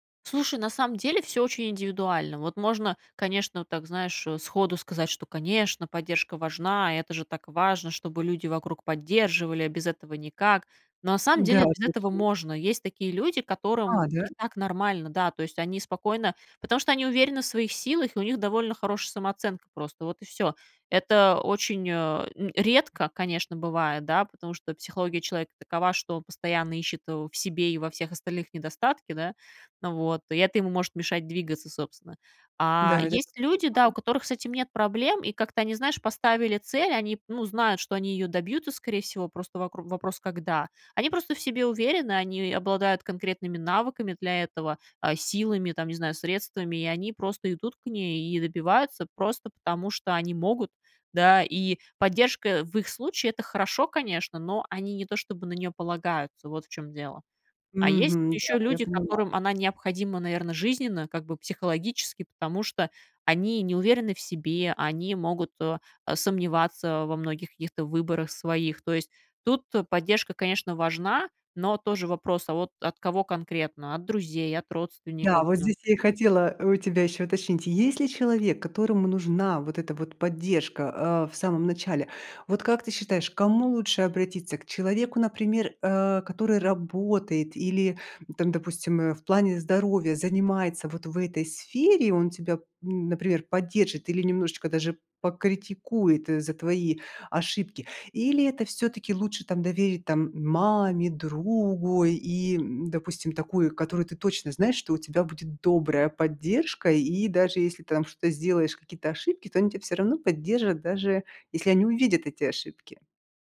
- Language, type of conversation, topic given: Russian, podcast, Какие простые практики вы бы посоветовали новичкам?
- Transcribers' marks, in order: unintelligible speech; tapping